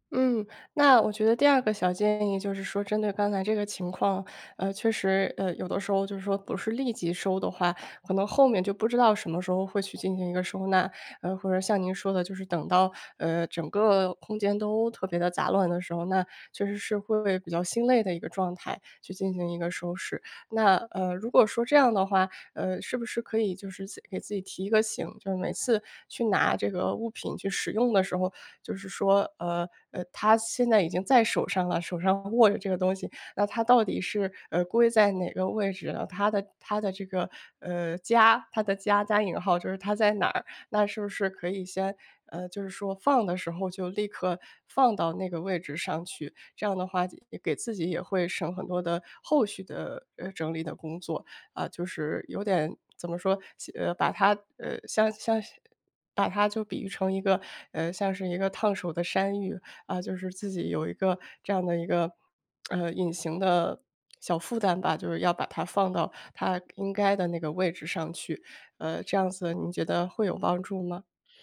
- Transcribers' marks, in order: lip smack; sniff; other noise
- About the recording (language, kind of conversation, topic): Chinese, advice, 我怎样才能保持工作区整洁，减少杂乱？